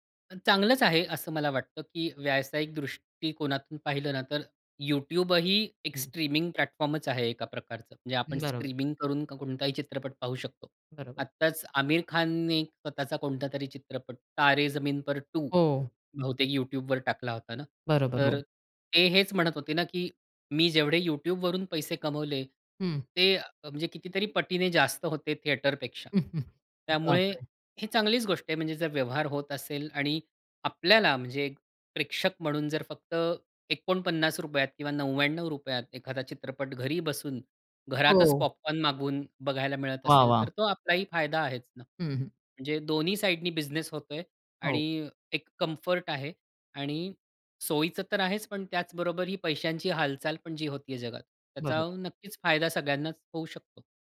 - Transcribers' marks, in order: other background noise; in English: "प्लॅटफॉर्मच"; chuckle
- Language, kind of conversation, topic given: Marathi, podcast, स्ट्रीमिंगमुळे कथा सांगण्याची पद्धत कशी बदलली आहे?